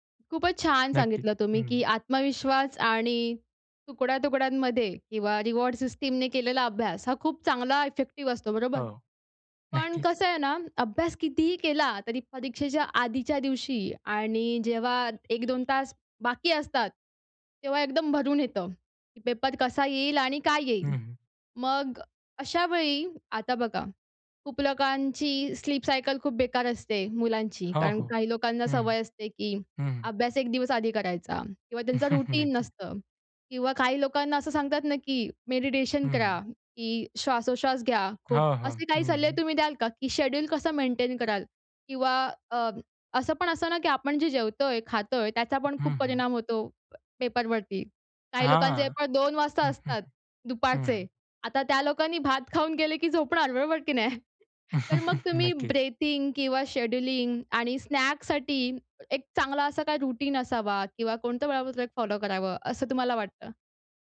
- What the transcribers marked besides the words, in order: other background noise; in English: "रिवॉर्ड सिस्टीमने"; in English: "स्लीप सायकल"; tapping; in English: "रुटीन"; chuckle; laughing while speaking: "झोपणार बरोबर की नाही?"; in English: "ब्रीथिंग किंवा शेड्यूलिंग"; chuckle; in English: "स्नॅकसाठी"; in English: "रुटीन"; in English: "फॉलो"
- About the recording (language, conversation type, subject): Marathi, podcast, परीक्षेची भीती कमी करण्यासाठी तुम्ही काय करता?